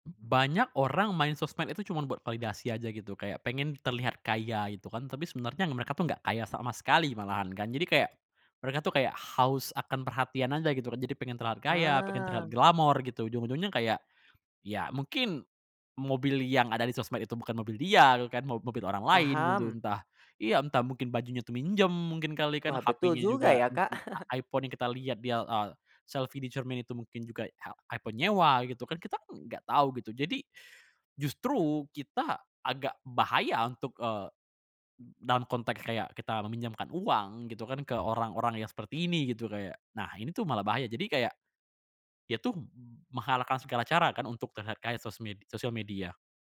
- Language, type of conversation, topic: Indonesian, podcast, Bagaimana cara kamu membangun kepercayaan dalam pertemanan?
- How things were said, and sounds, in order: chuckle; in English: "selfie"; other noise